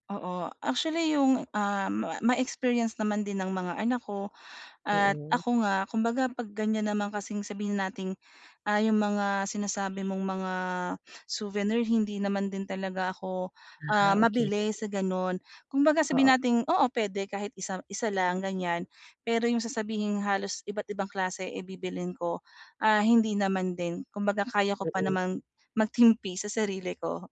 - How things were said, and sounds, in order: horn; tapping
- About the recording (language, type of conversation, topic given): Filipino, advice, Paano ko maiiwasang masyadong gumastos habang nagbabakasyon sa ibang lugar?
- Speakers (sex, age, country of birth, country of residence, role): female, 35-39, Philippines, Philippines, advisor; female, 40-44, Philippines, Philippines, user